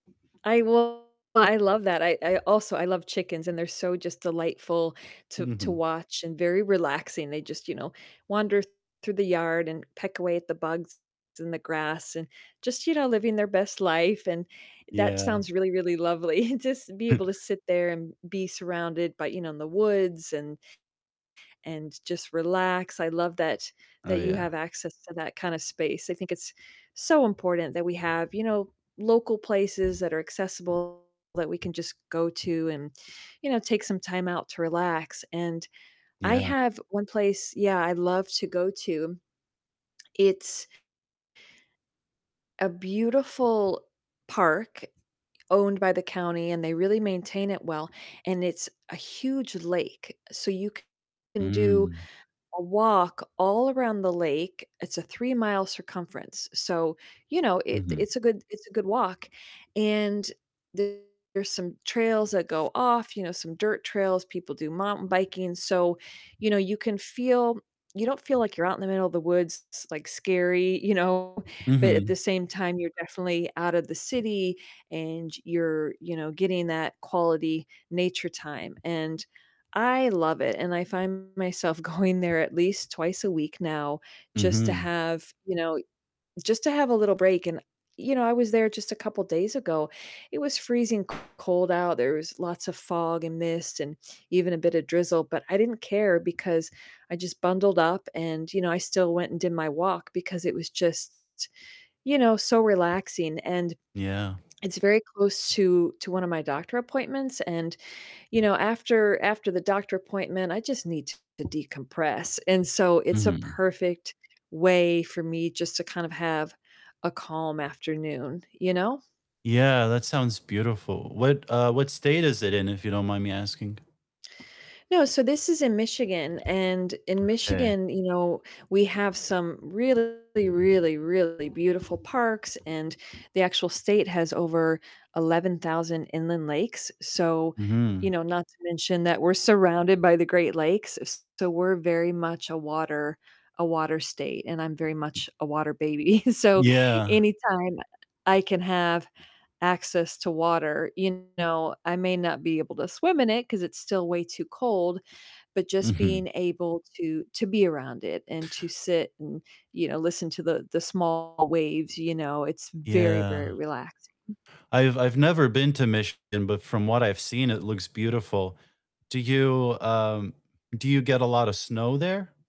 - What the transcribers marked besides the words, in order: other background noise; distorted speech; laughing while speaking: "lovely"; chuckle; static; laughing while speaking: "going"; tapping; chuckle
- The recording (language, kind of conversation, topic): English, unstructured, Which local places help you unwind on a lazy afternoon, and what makes them special to you?